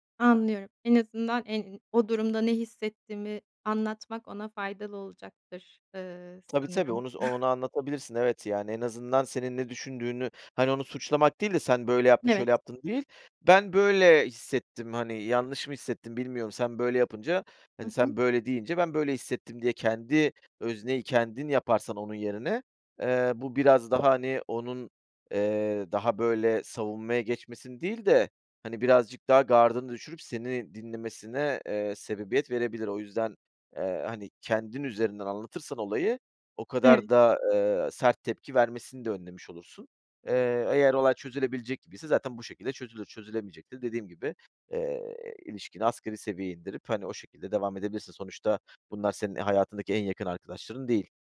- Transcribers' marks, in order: tapping; chuckle
- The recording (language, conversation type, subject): Turkish, advice, Aile ve arkadaş beklentileri yüzünden hayır diyememek